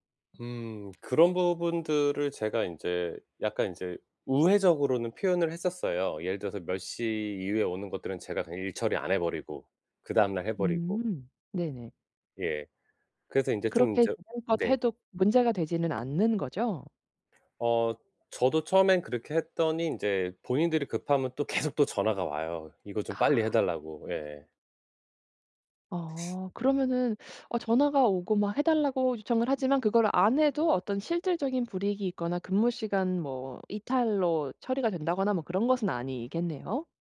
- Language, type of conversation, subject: Korean, advice, 창의적인 아이디어를 얻기 위해 일상 루틴을 어떻게 바꾸면 좋을까요?
- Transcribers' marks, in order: other background noise; sniff